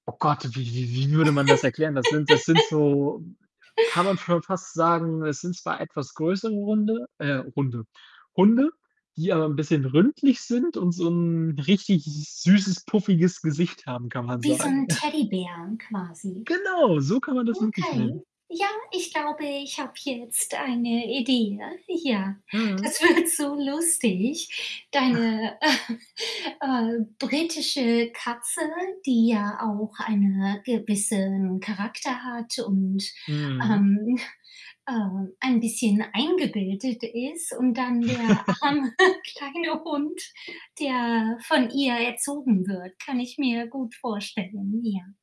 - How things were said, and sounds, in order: static; laugh; background speech; "rundlich" said as "ründlich"; chuckle; joyful: "Genau"; laughing while speaking: "wird"; chuckle; chuckle; laughing while speaking: "arme, kleine Hund"; laugh; other background noise
- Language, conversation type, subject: German, unstructured, Würdest du eher eine Katze oder einen Hund als Haustier wählen?